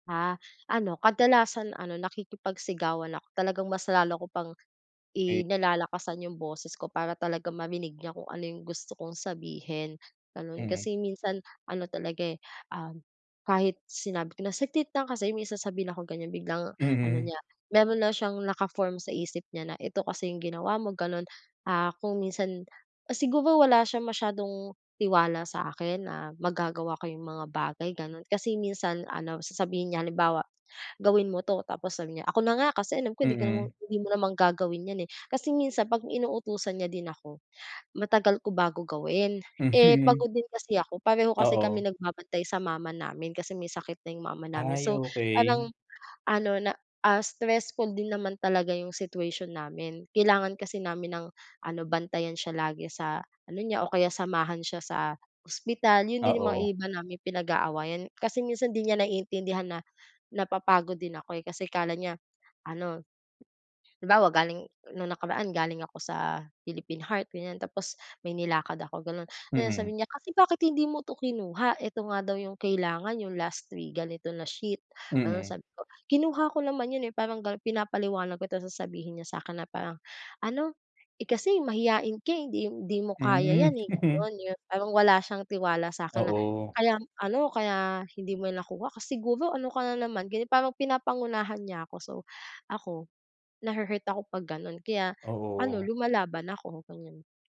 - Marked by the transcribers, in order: "tapos" said as "tas"; other background noise; chuckle
- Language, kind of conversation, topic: Filipino, advice, Paano ko mapapabuti ang komunikasyon namin ng kapatid ko at maiwasan ang hindi pagkakaunawaan?